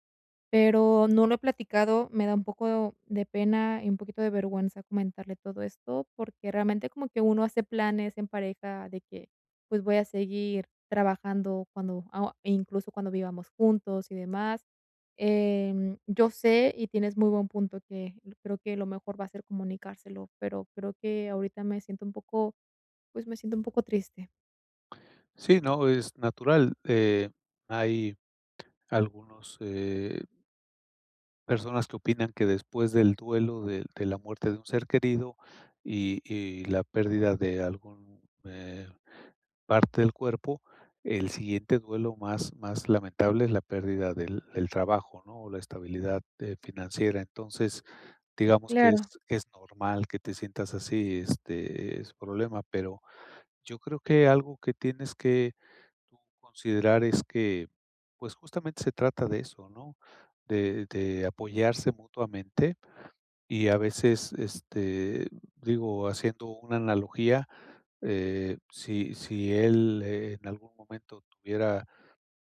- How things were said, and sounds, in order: other background noise
- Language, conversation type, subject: Spanish, advice, ¿Cómo puedo mantener mi motivación durante un proceso de cambio?